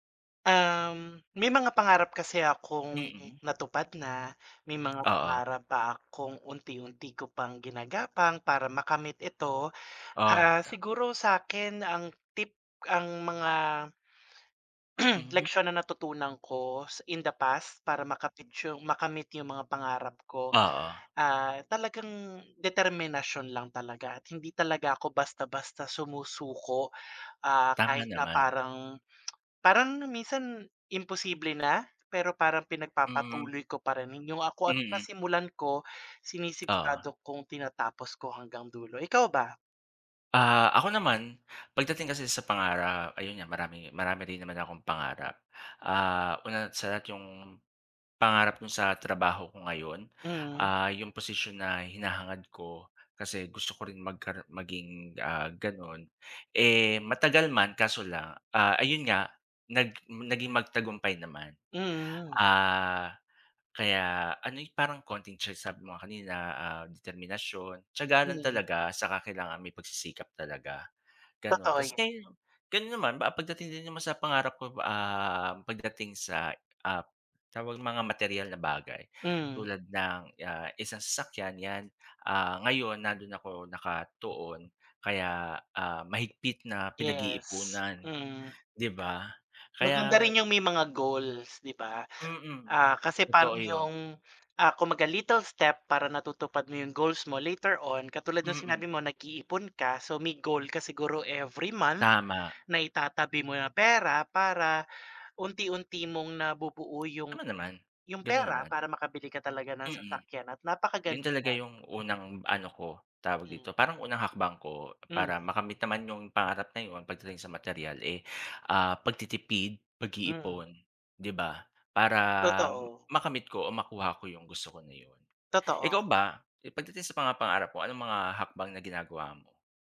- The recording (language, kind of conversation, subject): Filipino, unstructured, Paano mo balak makamit ang mga pangarap mo?
- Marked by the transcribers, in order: other background noise; tapping; throat clearing; tsk; "matagumpay" said as "magtagumpay"